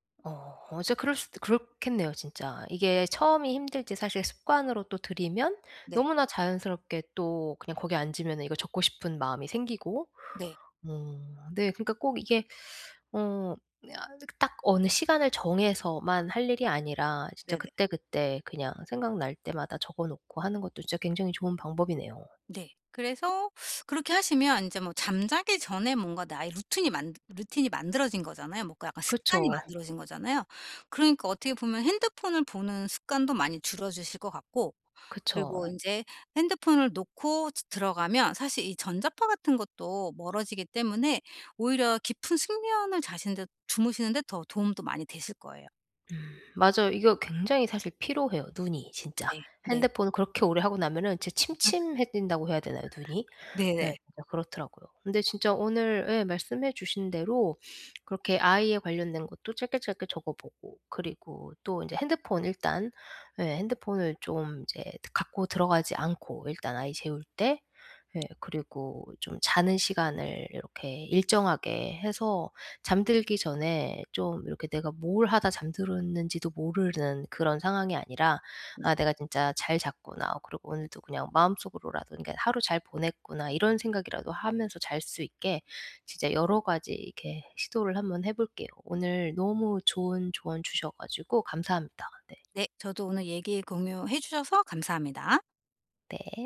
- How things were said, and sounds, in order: teeth sucking; unintelligible speech
- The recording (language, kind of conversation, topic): Korean, advice, 잠들기 전에 마음을 편안하게 정리하려면 어떻게 해야 하나요?